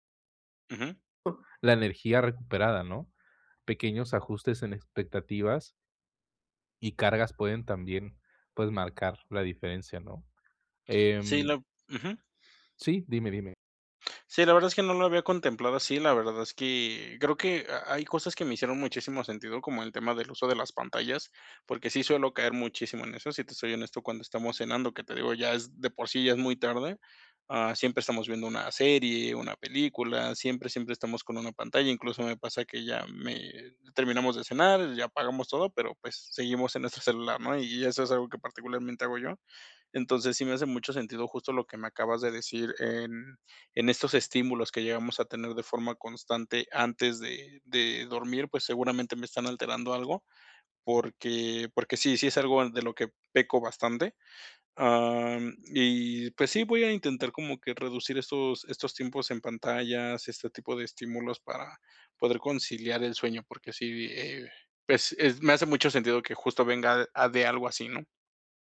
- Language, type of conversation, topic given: Spanish, advice, ¿Por qué, aunque he descansado, sigo sin energía?
- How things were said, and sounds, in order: other background noise